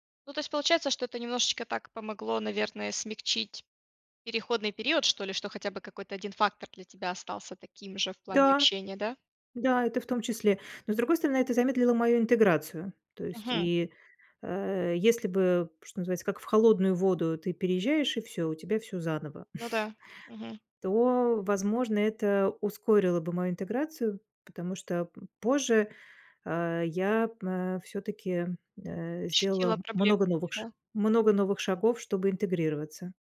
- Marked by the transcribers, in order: tapping; chuckle; other background noise
- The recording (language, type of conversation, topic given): Russian, podcast, Как бороться с одиночеством в большом городе?